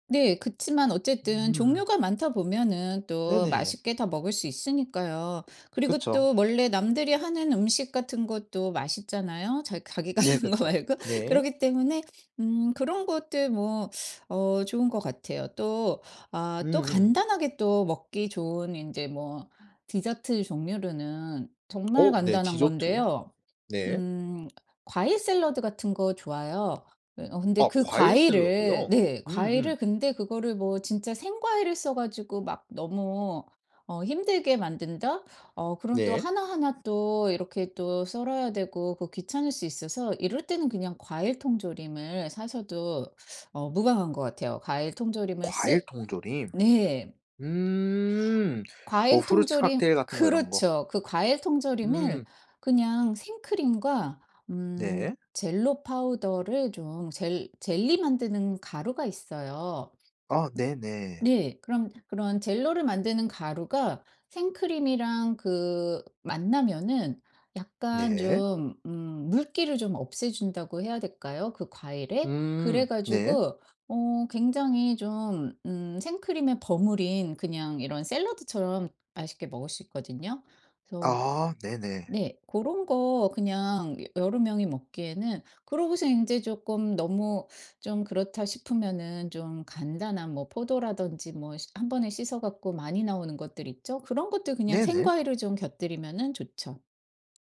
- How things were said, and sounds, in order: other background noise; laughing while speaking: "하는 거 말고"; tapping; in English: "후르츠 칵테일"; in English: "젤로 파우더를"; in English: "젤로를"
- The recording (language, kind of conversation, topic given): Korean, podcast, 간단히 나눠 먹기 좋은 음식 추천해줄래?